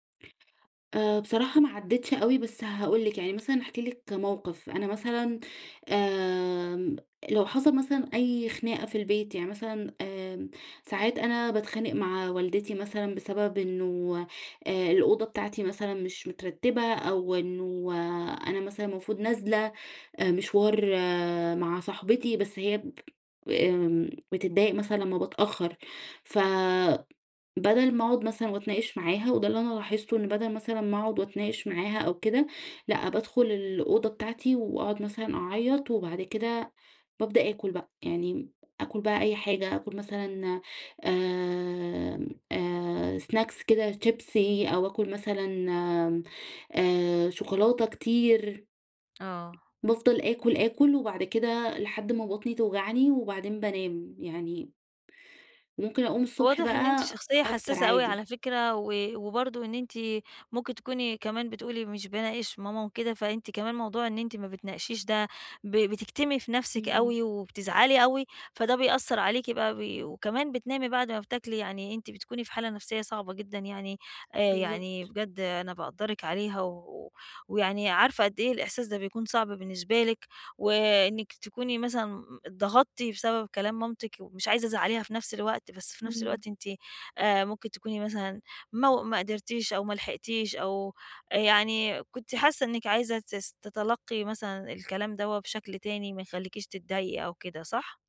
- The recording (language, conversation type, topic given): Arabic, advice, إزاي أفرّق بين الجوع الحقيقي والجوع العاطفي لما تيجيلي رغبة في التسالي؟
- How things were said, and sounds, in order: tapping; in English: "snacks"